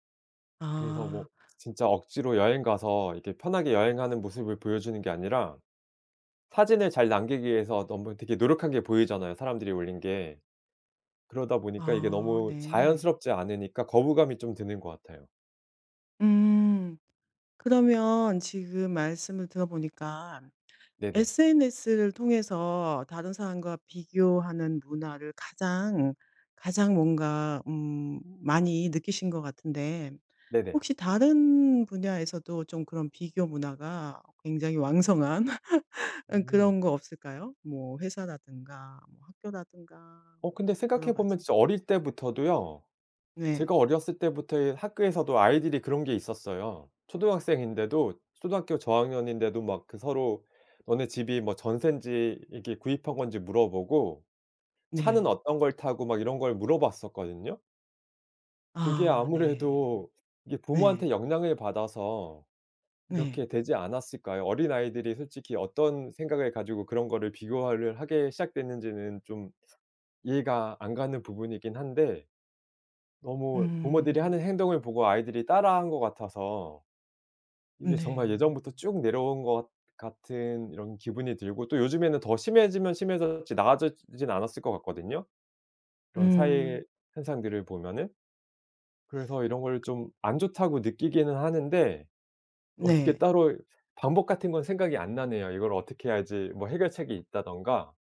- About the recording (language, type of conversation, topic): Korean, podcast, 다른 사람과의 비교를 멈추려면 어떻게 해야 할까요?
- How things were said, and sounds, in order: laughing while speaking: "왕성한"; laugh; laughing while speaking: "아무래도"; other background noise; laughing while speaking: "어떻게"